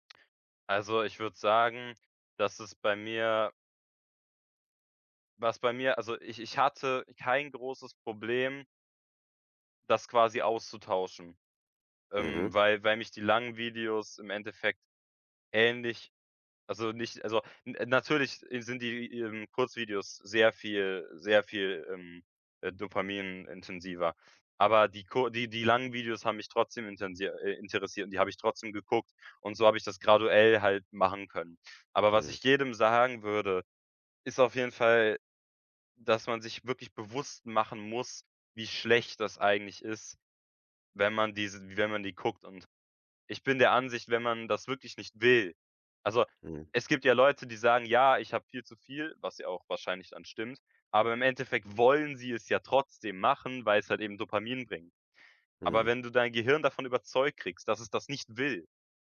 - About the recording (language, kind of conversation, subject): German, podcast, Wie vermeidest du, dass Social Media deinen Alltag bestimmt?
- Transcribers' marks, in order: stressed: "wollen"